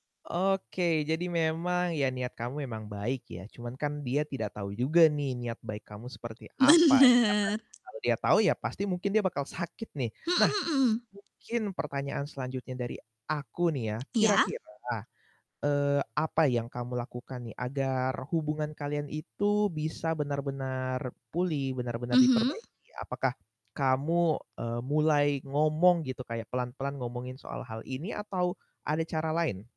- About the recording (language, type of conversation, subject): Indonesian, podcast, Bisakah kamu menceritakan momen ketika kejujuran membantumu memperbaiki hubunganmu?
- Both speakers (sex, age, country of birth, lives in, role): female, 20-24, Indonesia, Indonesia, guest; male, 20-24, Indonesia, Indonesia, host
- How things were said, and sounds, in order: static; laughing while speaking: "Bener"; distorted speech; tapping